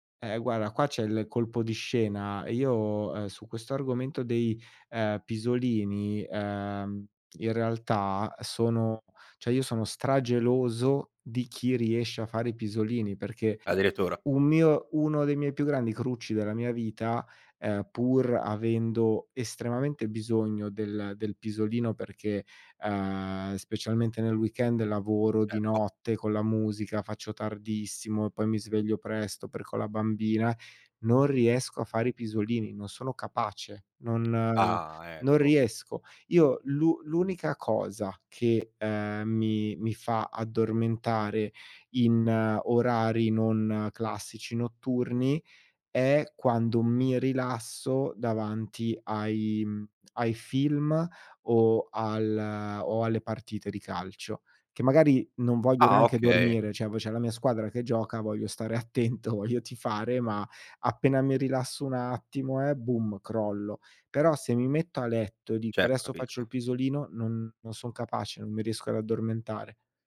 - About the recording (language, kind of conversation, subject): Italian, podcast, Cosa pensi del pisolino quotidiano?
- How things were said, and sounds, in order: "cioè" said as "ceh"; laughing while speaking: "attento"